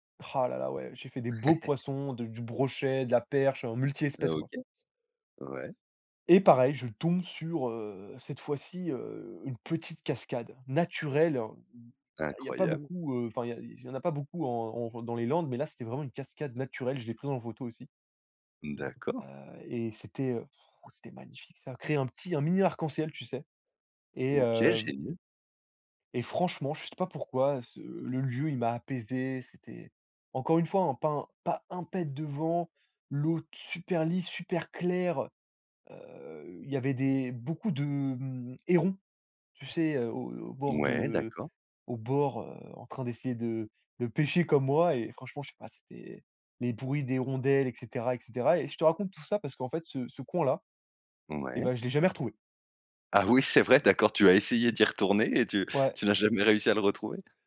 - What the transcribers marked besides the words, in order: laugh; other background noise; tapping; "d'hirondelles" said as "d'hérondelles"; laughing while speaking: "Ah oui"
- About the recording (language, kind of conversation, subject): French, podcast, Peux-tu nous raconter une de tes aventures en solo ?